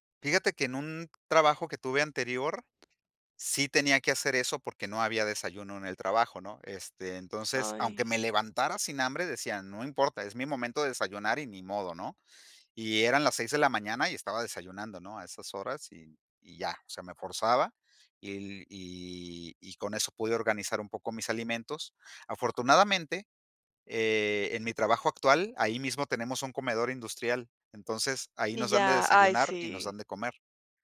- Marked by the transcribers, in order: none
- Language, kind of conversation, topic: Spanish, podcast, ¿Qué trucos usas para dormir mejor por la noche?